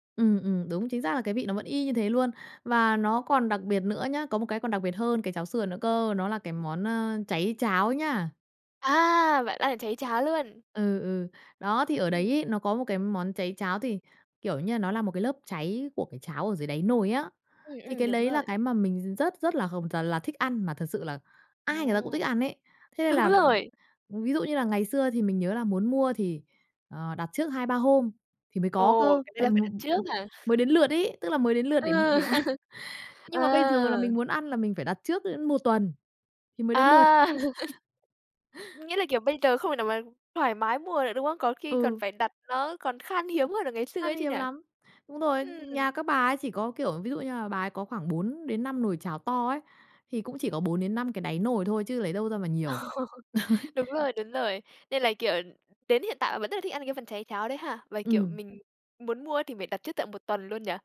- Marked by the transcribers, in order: tapping; laughing while speaking: "Đúng rồi"; other background noise; chuckle; laughing while speaking: "để ăn"; chuckle; chuckle; unintelligible speech; chuckle
- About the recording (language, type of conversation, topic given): Vietnamese, podcast, Bạn có thể kể về một món ăn gắn liền với ký ức tuổi thơ của bạn không?